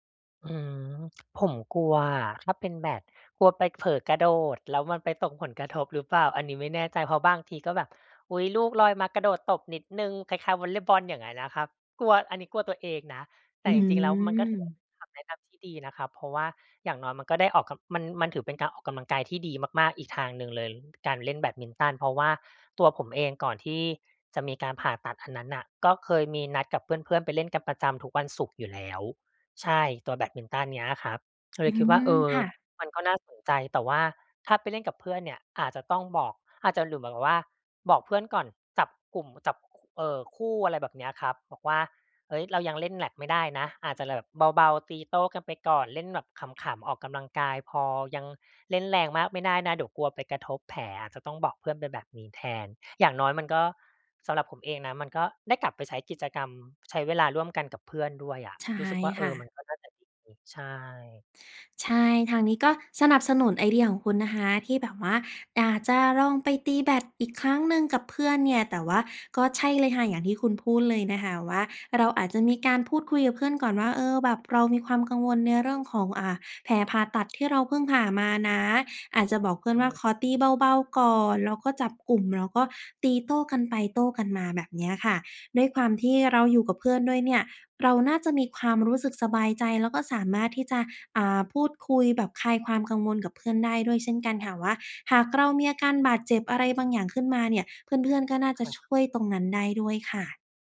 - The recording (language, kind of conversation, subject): Thai, advice, ฉันกลัวว่าจะกลับไปออกกำลังกายอีกครั้งหลังบาดเจ็บเล็กน้อย ควรทำอย่างไรดี?
- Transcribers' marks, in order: none